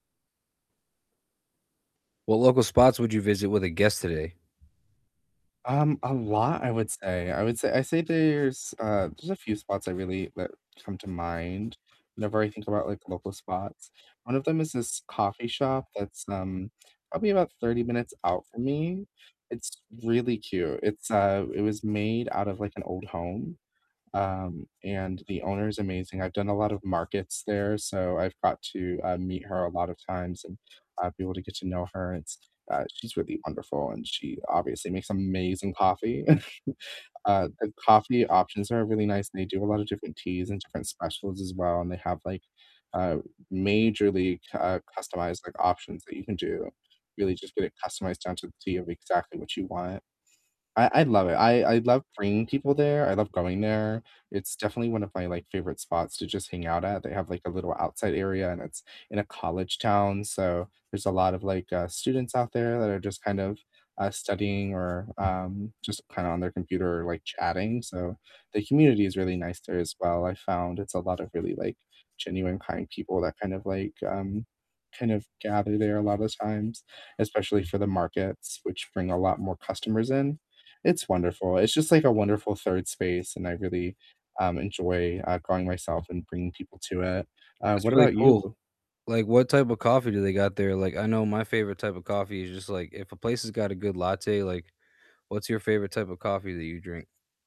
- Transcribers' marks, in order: other background noise; distorted speech; tapping; chuckle
- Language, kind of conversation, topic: English, unstructured, Which local spots would you visit with a guest today?
- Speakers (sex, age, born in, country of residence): female, 20-24, United States, United States; male, 30-34, United States, United States